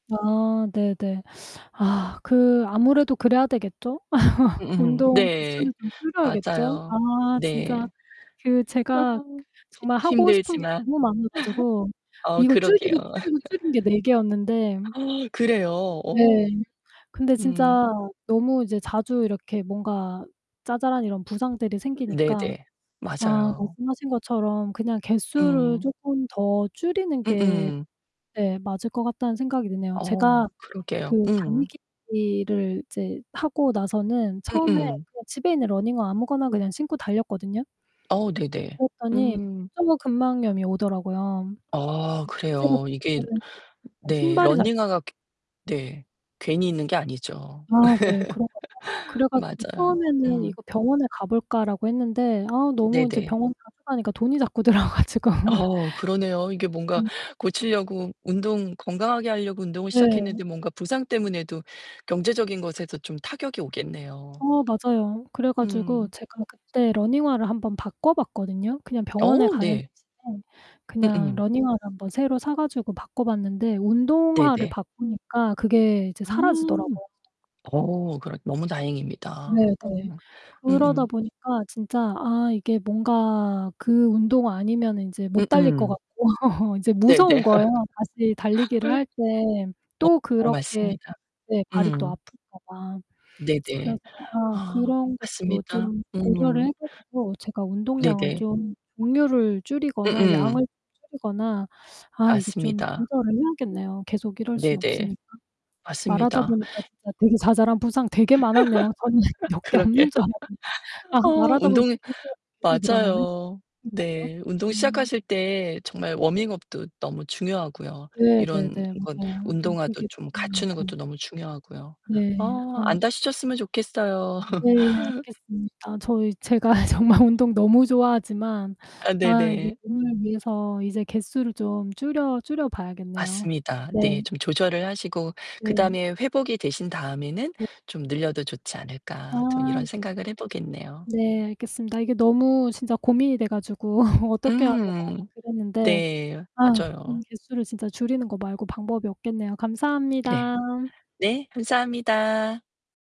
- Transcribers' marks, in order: other background noise; laugh; laugh; laugh; gasp; distorted speech; laugh; laughing while speaking: "들어 가지고"; laugh; laugh; laugh; laughing while speaking: "되게 자잘한 부상 되게 많았네요. 저는 몇 개 없는 줄 알았는데. 아"; laugh; unintelligible speech; laugh; laughing while speaking: "정말"; laugh
- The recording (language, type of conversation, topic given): Korean, advice, 가벼운 부상 후 운동을 다시 시작하는 것이 왜 두렵게 느껴지시나요?